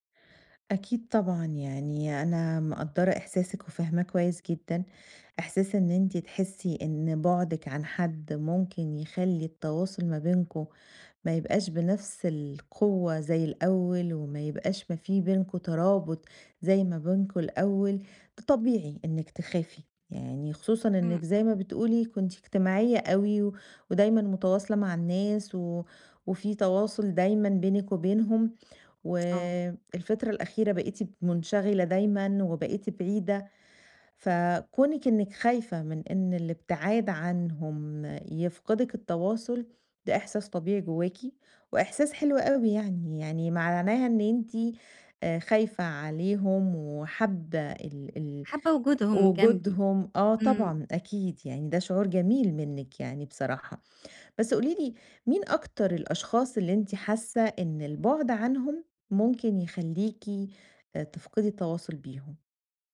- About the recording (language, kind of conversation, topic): Arabic, advice, إزاي أقلّل استخدام الشاشات قبل النوم من غير ما أحس إني هافقد التواصل؟
- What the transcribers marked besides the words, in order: tapping